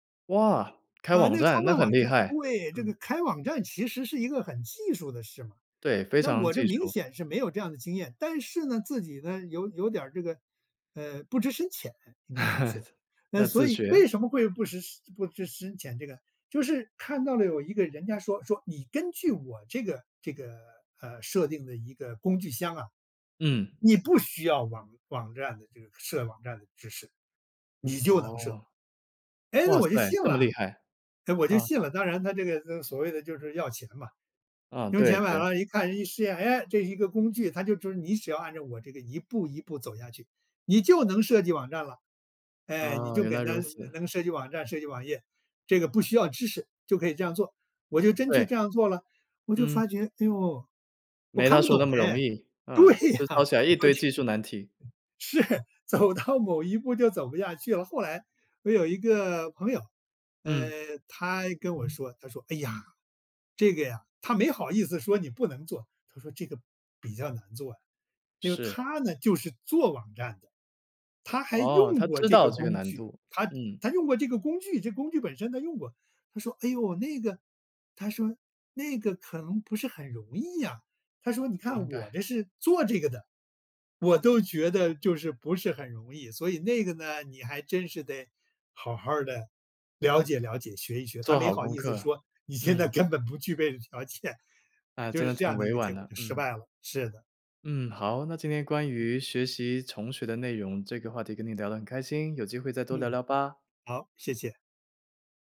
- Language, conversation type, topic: Chinese, podcast, 面对信息爆炸时，你会如何筛选出值得重新学习的内容？
- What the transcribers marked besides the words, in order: chuckle; laughing while speaking: "对呀"; unintelligible speech; laughing while speaking: "是。 走到某一步就走不下去了"; tapping; laughing while speaking: "根本不具备条件"